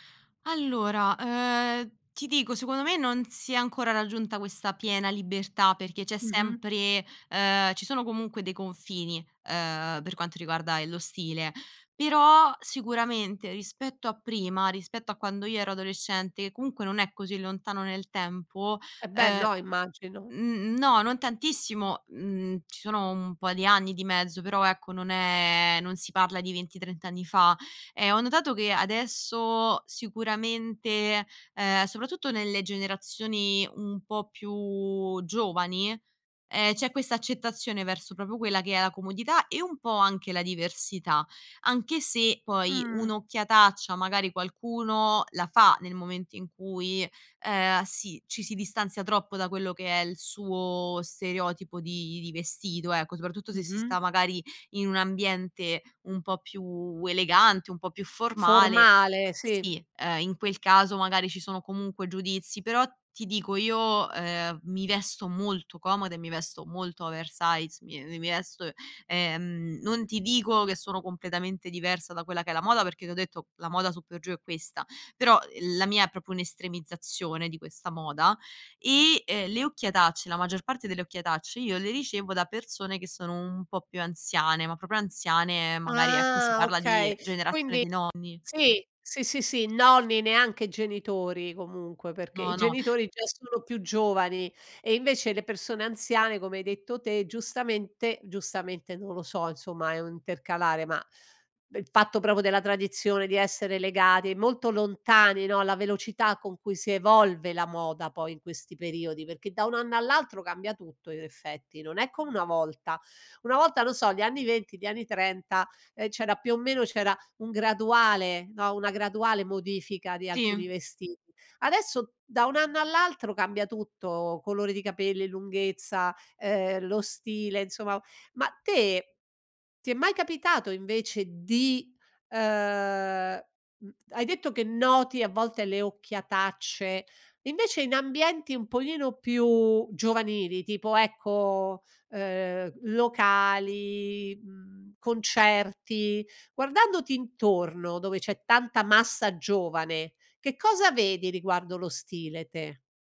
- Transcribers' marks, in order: other background noise; tapping
- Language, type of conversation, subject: Italian, podcast, Come pensi che evolva il tuo stile con l’età?